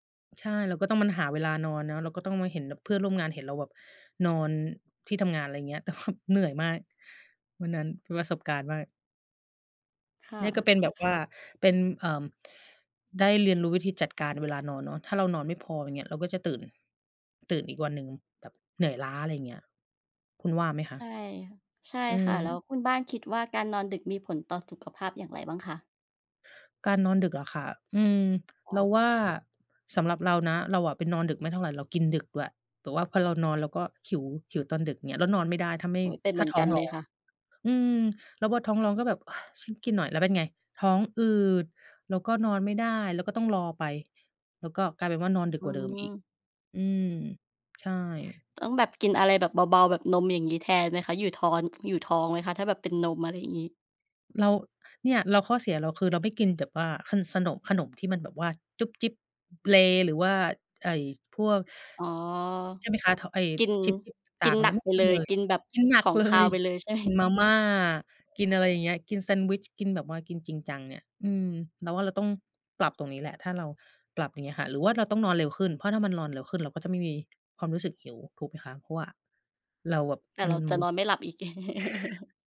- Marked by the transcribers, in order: laughing while speaking: "แต่ว่า"; other background noise; in English: "chips chips"; laughing while speaking: "เลย"; laughing while speaking: "ใช่"; chuckle
- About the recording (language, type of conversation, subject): Thai, unstructured, ระหว่างการนอนดึกกับการตื่นเช้า คุณคิดว่าแบบไหนเหมาะกับคุณมากกว่ากัน?